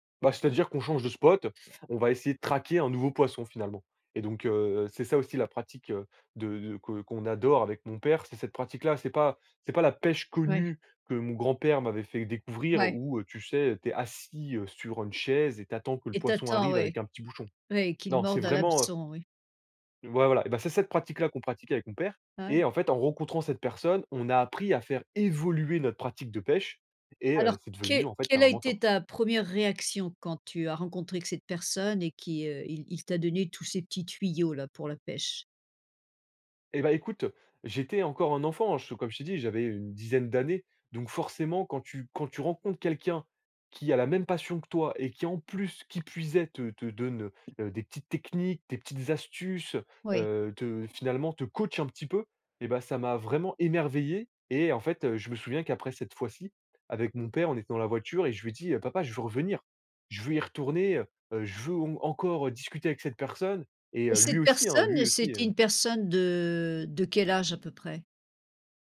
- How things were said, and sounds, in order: tapping; other background noise; stressed: "connue"
- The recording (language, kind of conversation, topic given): French, podcast, As-tu déjà rencontré quelqu'un qui t'a profondément inspiré ?